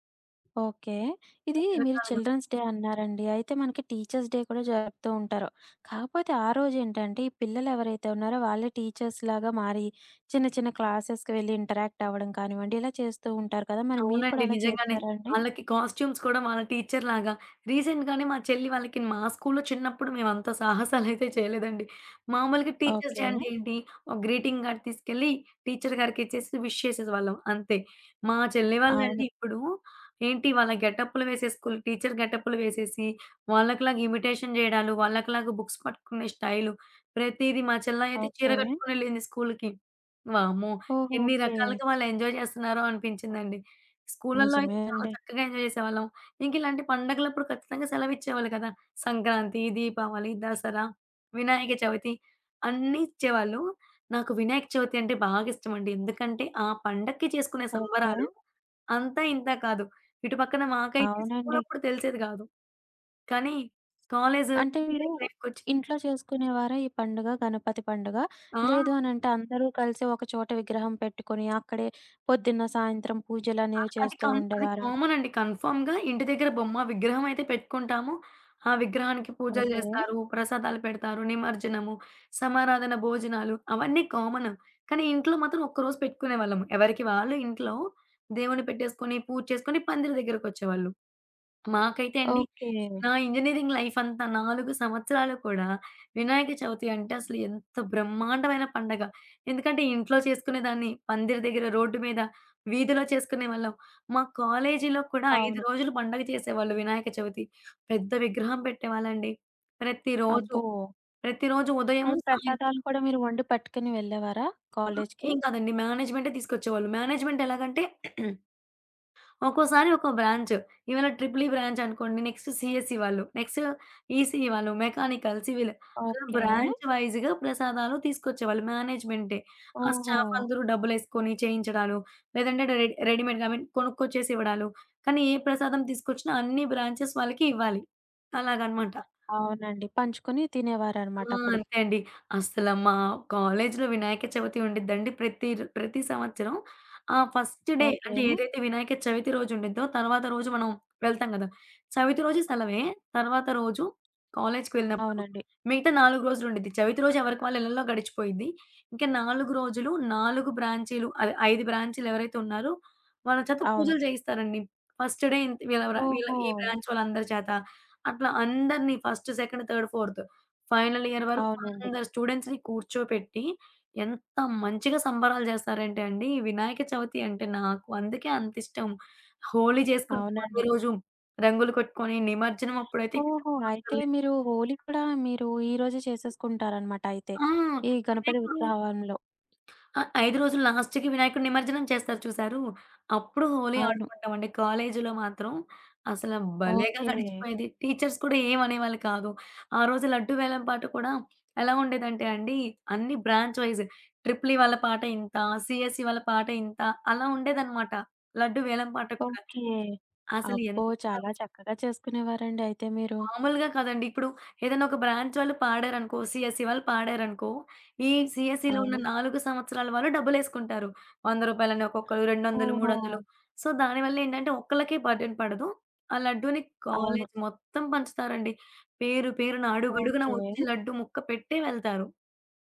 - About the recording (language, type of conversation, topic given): Telugu, podcast, పండుగ రోజు మీరు అందరితో కలిసి గడిపిన ఒక రోజు గురించి చెప్పగలరా?
- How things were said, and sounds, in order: other background noise; in English: "చిల్డ్రన్స్ డే"; in English: "టీచర్స్ డే"; in English: "టీచర్స్"; in English: "క్లాసెస్‌కి"; in English: "ఇంటరాక్ట్"; in English: "కాస్ట్యూమ్స్"; in English: "టీచర్"; in English: "రీసెంట్‌గానే"; chuckle; in English: "టీచర్స్ డే"; in English: "గ్రీటింగ్ కార్డ్"; in English: "టీచర్"; in English: "విష్"; in English: "టీచర్"; in English: "ఇమిటేషన్"; in English: "బుక్స్"; in English: "ఎంజాయ్"; in English: "ఎంజాయ్"; in English: "లైఫ్‌కొచ్చి"; in English: "కన్ఫర్మ్‌గా"; in English: "ఇంజినీరింగ్ లైఫ్"; in English: "మేనేజ్‌మెంట్"; throat clearing; in English: "బ్రాంచ్"; in English: "ట్రిపుల్ ఈ బ్రాంచ్"; in English: "నెక్స్ట్ సీఎస్ఈ"; in English: "నెక్స్ట్ ఈసీఈ"; in English: "మెకానికల్, సివిల్ బ్రాంచ్ వైస్‌గా"; in English: "స్టాఫ్"; in English: "రెడ్ రెడీమేడ్‌గా ఐ మీన్"; in English: "బ్రాంచెస్"; in English: "ఫస్ట్ డే"; alarm; in English: "ఫస్ట్ డే"; in English: "బ్రాంచ్"; in English: "ఫస్ట్, సెకండ్, థర్డ్, ఫోర్త్ ఫైనల్ ఇయర్"; in English: "స్టూడెంట్స్‌ని"; tapping; in English: "లాస్ట్‌కి"; in English: "టీచర్స్"; in English: "బ్రాంచ్ వైస్ ట్రిపుల్ ఈ"; in English: "సీఎస్ఈ"; in English: "బ్రాంచ్"; in English: "సీఎస్ఈ"; in English: "సీఎస్ఈ‌లో"; in English: "సో"; in English: "బర్డెన్"